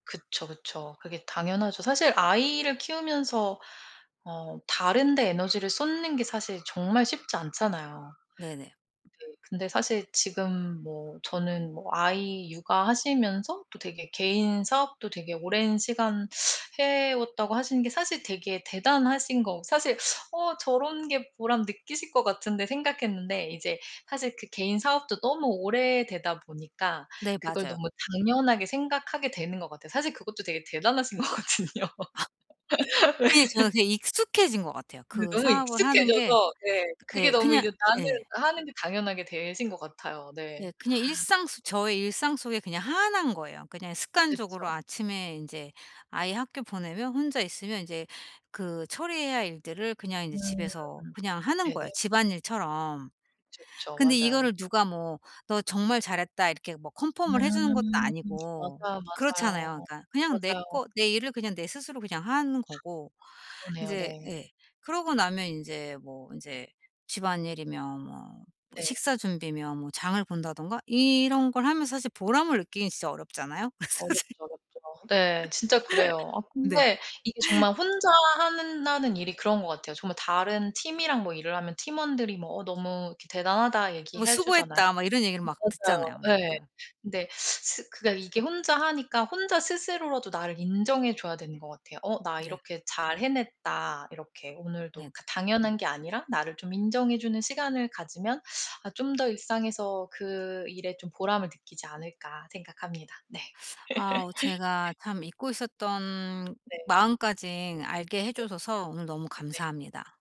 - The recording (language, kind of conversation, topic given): Korean, advice, 일상에서 소소한 일들로부터 어떻게 더 자주 보람을 느낄 수 있을까요?
- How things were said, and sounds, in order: other background noise; gasp; laughing while speaking: "거거든요. 네"; laughing while speaking: "사실"; laugh; tapping; laugh